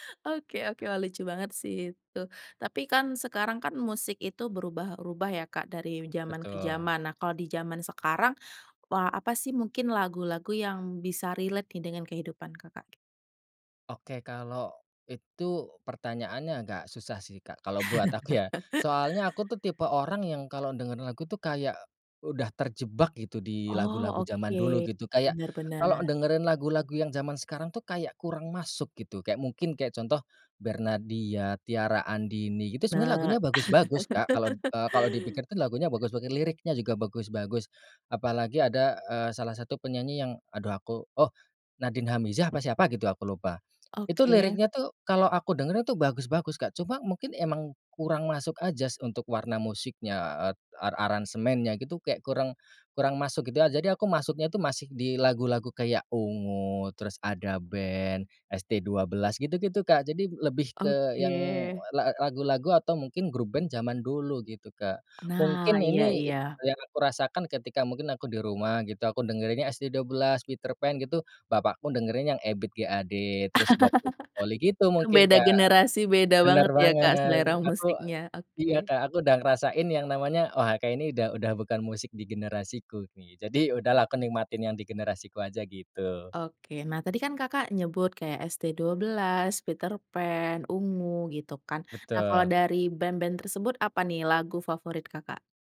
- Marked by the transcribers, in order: in English: "relate"; chuckle; laugh; tapping; "aja" said as "ajas"; laugh; unintelligible speech
- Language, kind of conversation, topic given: Indonesian, podcast, Bagaimana sebuah lagu bisa menjadi pengiring kisah hidupmu?